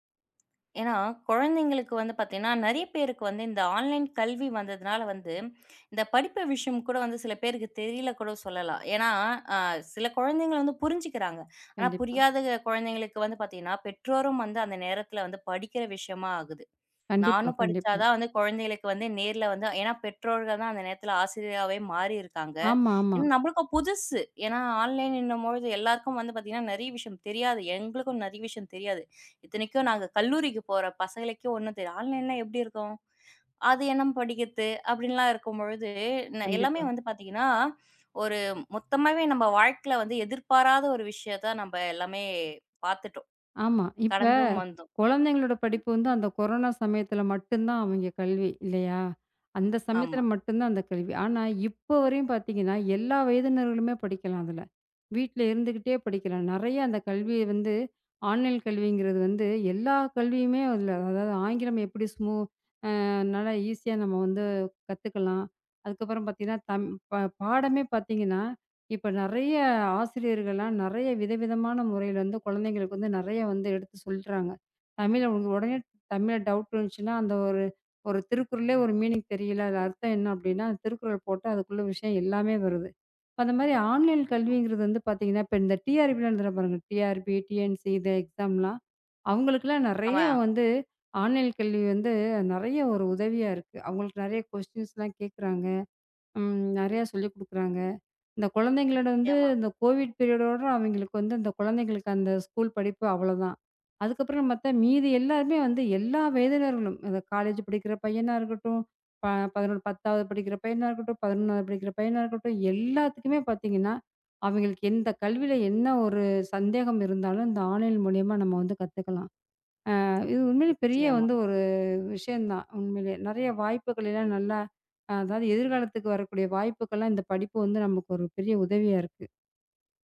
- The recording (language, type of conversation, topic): Tamil, podcast, ஆன்லைன் கல்வியின் சவால்களையும் வாய்ப்புகளையும் எதிர்காலத்தில் எப்படிச் சமாளிக்கலாம்?
- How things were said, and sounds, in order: other noise; in English: "ஆன்லைன்"; tapping; in English: "ஆன்லைன்னுன்னும்"; in English: "ஆன்லைன்லாம்"; in English: "ஆன்லைன்"; in English: "டவுட்"; in English: "மீனிங்"; background speech; in English: "ஆன்லைன்"; in English: "எக்ஸாம்லா"; in English: "ஆன்லைன்"; in English: "கொஸ்டின்ஸ்லா"; in English: "கோவிட் பீரியடோட"; in English: "ஆன்லின்"; drawn out: "ஒரு"